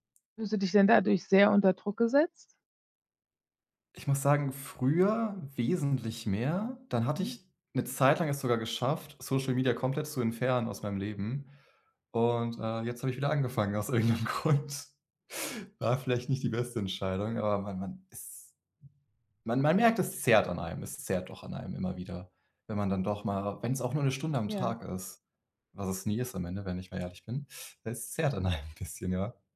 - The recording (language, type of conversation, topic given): German, advice, Wie gehe ich mit Geldsorgen und dem Druck durch Vergleiche in meinem Umfeld um?
- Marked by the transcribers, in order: laughing while speaking: "aus irgend 'nem Grund"; laughing while speaking: "einem"